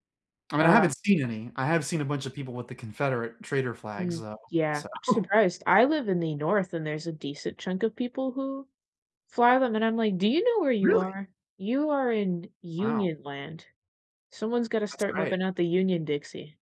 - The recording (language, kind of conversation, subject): English, unstructured, What is a joyful moment in history that you wish you could see?
- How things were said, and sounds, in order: door; laughing while speaking: "so"; surprised: "Really!"